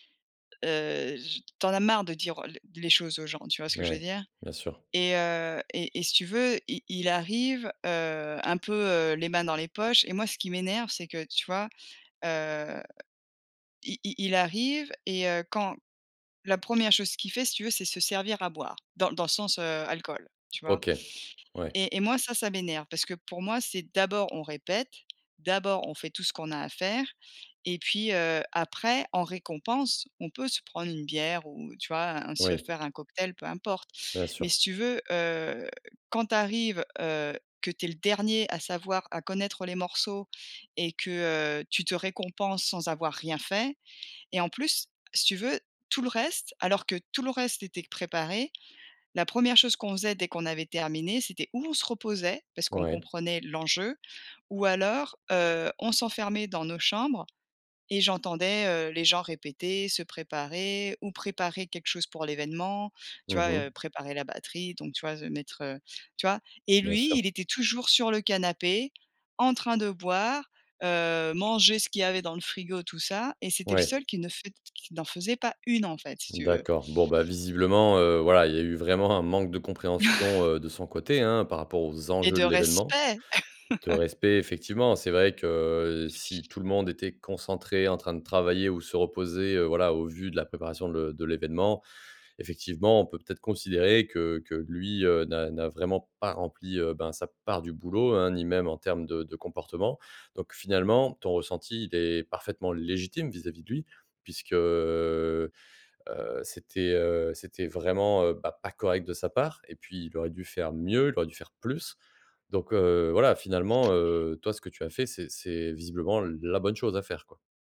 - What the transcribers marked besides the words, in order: chuckle; laugh; drawn out: "puisque"; stressed: "mieux"; stressed: "plus"
- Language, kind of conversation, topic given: French, advice, Comment puis-je mieux poser des limites avec mes collègues ou mon responsable ?